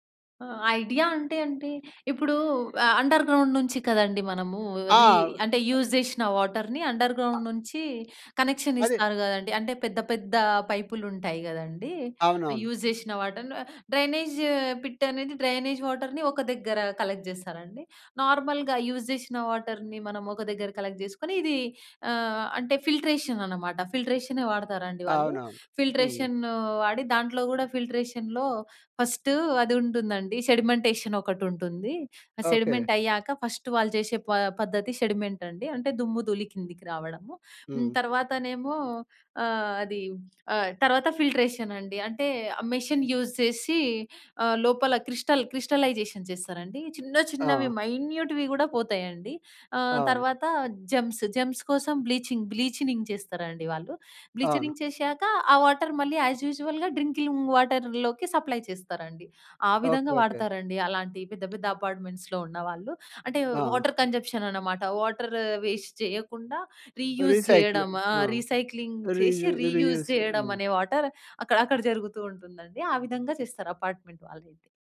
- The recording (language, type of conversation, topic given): Telugu, podcast, వర్షపు నీటిని సేకరించడానికి మీకు తెలియిన సులభమైన చిట్కాలు ఏమిటి?
- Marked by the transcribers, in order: in English: "ఐడియా"; in English: "అండర్‌గ్రౌం‌డ్"; in English: "యూజ్"; in English: "వాటర్‍ని అండర్‌గ్రౌండ్"; other noise; in English: "కనెక్షన్"; in English: "యూజ్"; in English: "డ్రైనేజ్ పిట్"; in English: "కలెక్ట్"; in English: "నార్మల్‌గా యూజ్"; in English: "వాటర్‍ని"; in English: "కలెక్ట్"; in English: "ఫిల్ట్రేషన్"; in English: "ఫిల్ట్రేషన్‌లో"; in English: "సెడిమెంటేషన్"; in English: "సెడిమెంట్"; in English: "ఫస్ట్"; in English: "సెడిమెంట్"; lip smack; in English: "ఫిల్ట్రేషన్"; in English: "మెషిన్ యూజ్"; in English: "క్రిస్టల్ క్రిస్టలైజేషన్"; in English: "జమ్స్ జమ్స్"; in English: "బ్లీచింగ్, బ్లీచినింగ్"; in English: "బ్లీచనింగ్"; in English: "వాటర్"; in English: "యాజ్ యూజువల్‌గా"; in English: "వాటర్‍లోకి సప్లై"; in English: "అపార్ట్‌మెంట్స్‌లో"; tapping; in English: "వాటర్ కన్‌జప్షన్"; in English: "వాటర్ వేస్ట్"; in English: "రీయూజ్"; in English: "రీసైక్లింగ్"; in English: "రీయూజ్"; in English: "వాటర్"; in English: "అపార్ట్‌మెంట్"